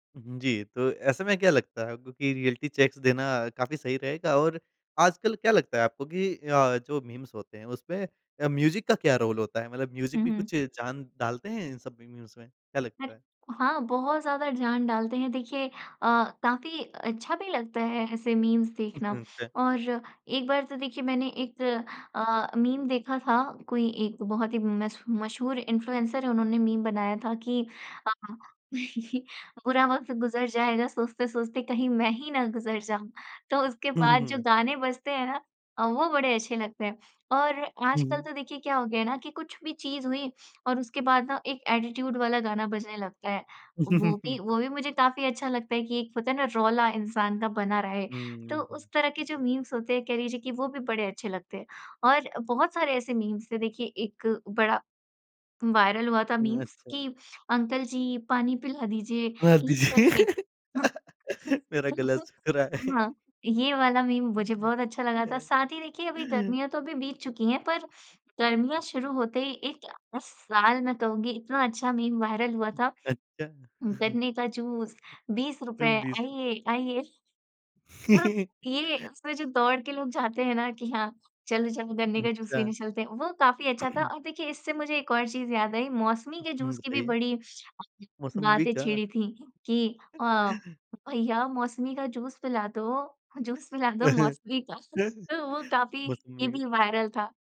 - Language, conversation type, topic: Hindi, podcast, कौन सा मीम तुम्हें बार-बार हँसाता है?
- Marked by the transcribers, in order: in English: "रिऐलिटी चेक्स"; in English: "मीम्स"; in English: "म्यूज़िक"; in English: "रोल"; in English: "म्यूज़िक"; in English: "मीम्स"; in English: "मीम्स"; in English: "इन्फ्लुएंसर"; chuckle; in English: "एटीट्यूड"; chuckle; in English: "मीम्स"; in English: "मीम्स"; in English: "वायरल"; in English: "मीम्स"; laughing while speaking: "दीजिए। मेरा गला सूख रहा है"; laughing while speaking: "तो"; laugh; chuckle; chuckle; in English: "वायरल"; laugh; other background noise; throat clearing; other noise; chuckle; laughing while speaking: "जूस पिला दो मौसमी का"; laugh